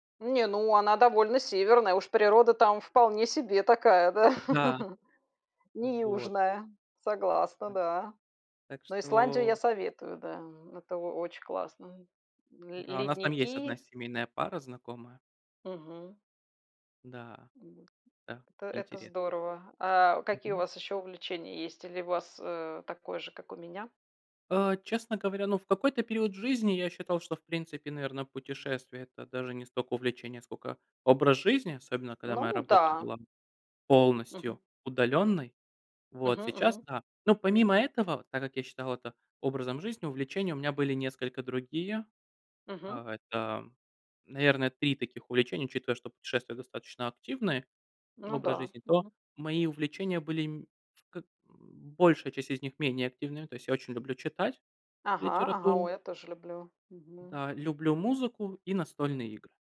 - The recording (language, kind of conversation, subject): Russian, unstructured, Что тебе больше всего нравится в твоём увлечении?
- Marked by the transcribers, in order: other background noise; laugh; tapping; stressed: "полностью"